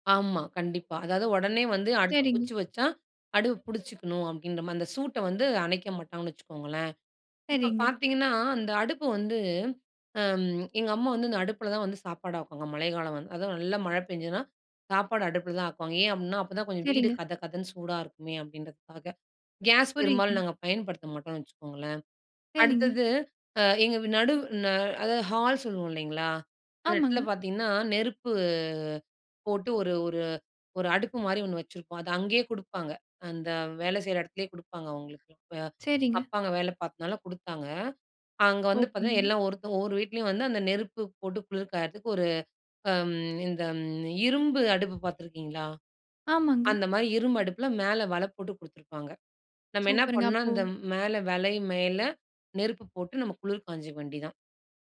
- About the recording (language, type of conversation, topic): Tamil, podcast, மழைக்காலம் வருவதற்கு முன் வீட்டை எந்த விதத்தில் தயார் செய்கிறீர்கள்?
- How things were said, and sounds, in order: tapping